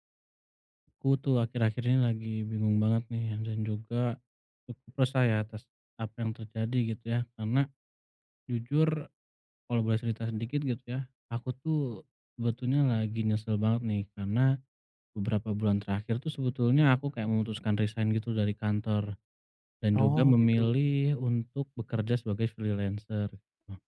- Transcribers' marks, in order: tapping; in English: "freelancer"; other noise
- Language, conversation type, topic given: Indonesian, advice, Bagaimana cara mengatasi keraguan dan penyesalan setelah mengambil keputusan?